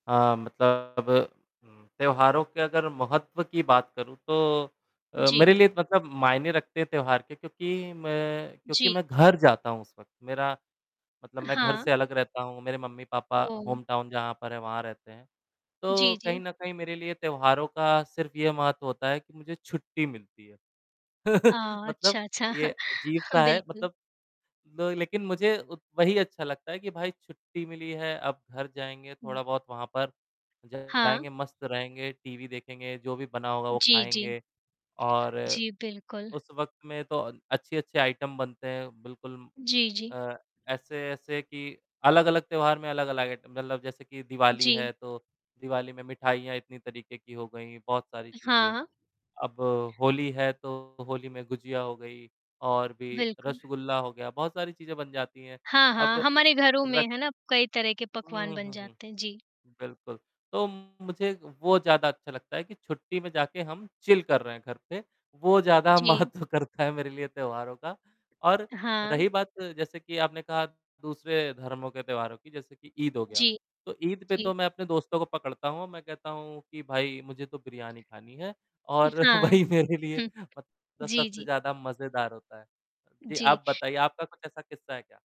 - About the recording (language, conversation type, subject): Hindi, unstructured, त्योहारों का हमारे जीवन में क्या महत्व है?
- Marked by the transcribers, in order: static; distorted speech; tapping; in English: "होम टाउन"; chuckle; laughing while speaking: "बिल्कुल"; other background noise; in English: "आइटम"; in English: "आइटम"; in English: "चिल"; laughing while speaking: "महत्व करता है मेरे लिए त्योहारों का"; laughing while speaking: "वही मेरे लिए मतलब सबसे"